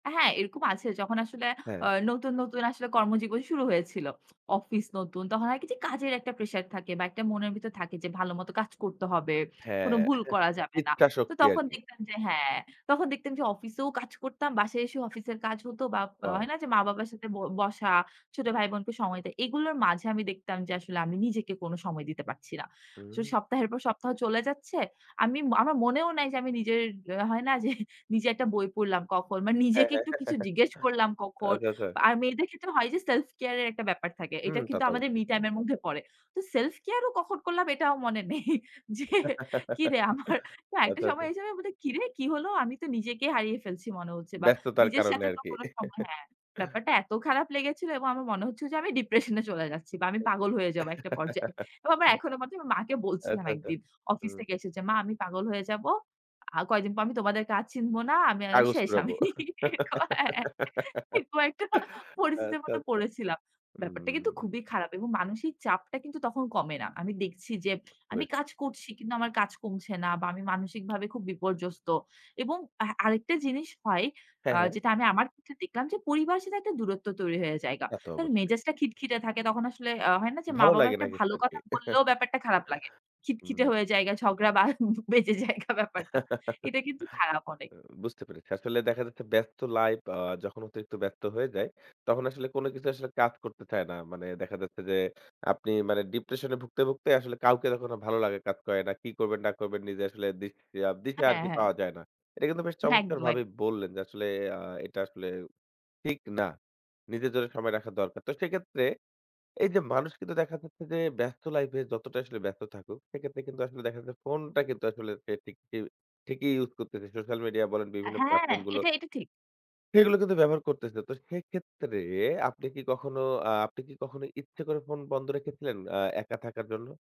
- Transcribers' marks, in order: scoff; laughing while speaking: "না যে"; chuckle; other background noise; laughing while speaking: "এটাও মনে নেই। যে কিরে, আমার"; chuckle; chuckle; chuckle; laughing while speaking: "আমি। কয়ে কয়েকটা"; giggle; chuckle; chuckle; laughing while speaking: "বা বেজে যায়গা"; chuckle
- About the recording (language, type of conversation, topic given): Bengali, podcast, নিজের জন্য সময় বের করতে কী কী কৌশল কাজে লাগান?